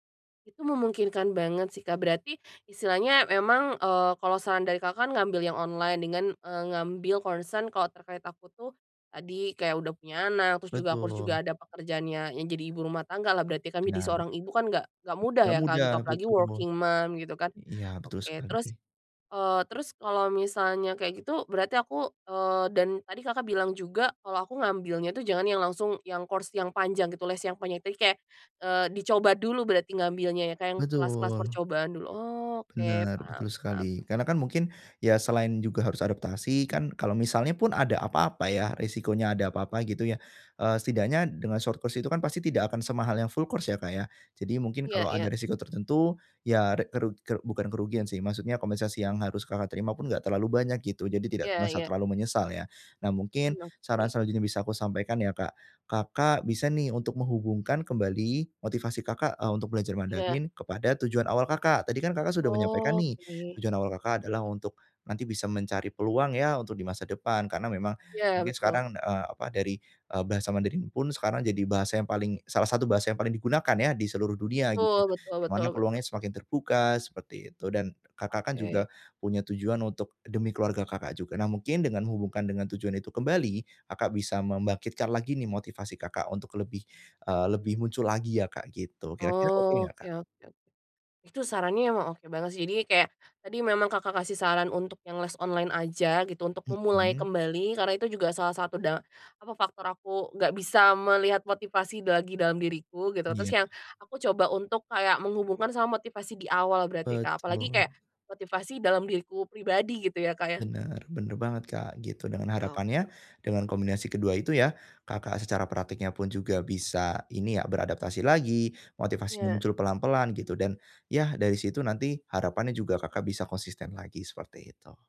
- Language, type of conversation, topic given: Indonesian, advice, Apa yang bisa saya lakukan jika motivasi berlatih tiba-tiba hilang?
- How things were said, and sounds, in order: in English: "concern"; other background noise; in English: "working mom"; in English: "course"; in English: "short course"; in English: "full course"